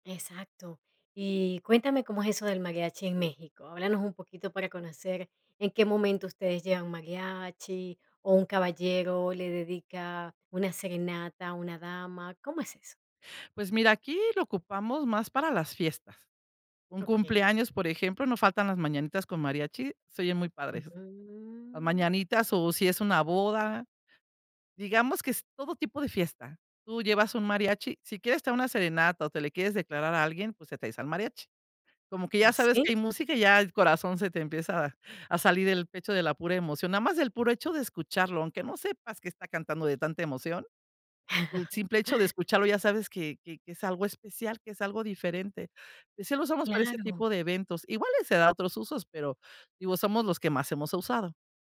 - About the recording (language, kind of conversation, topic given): Spanish, podcast, ¿Por qué te apasiona la música?
- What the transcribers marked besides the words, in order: chuckle